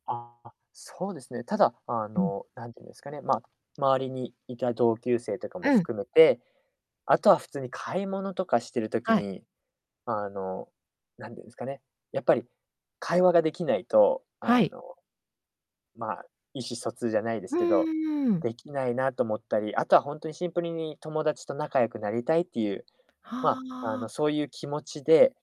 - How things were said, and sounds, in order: distorted speech
- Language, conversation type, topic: Japanese, podcast, 学び続けるモチベーションは何で保ってる？